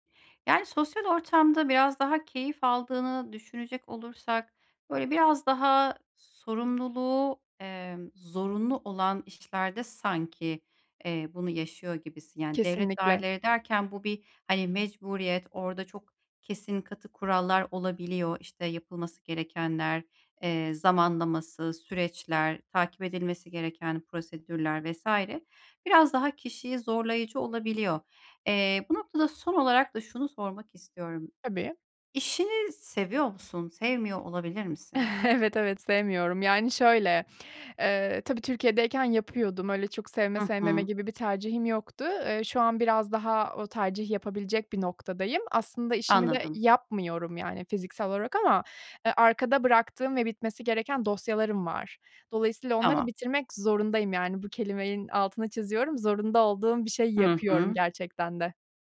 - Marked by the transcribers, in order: chuckle
- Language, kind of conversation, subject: Turkish, advice, Sürekli dikkatimin dağılmasını azaltıp düzenli çalışma blokları oluşturarak nasıl daha iyi odaklanabilirim?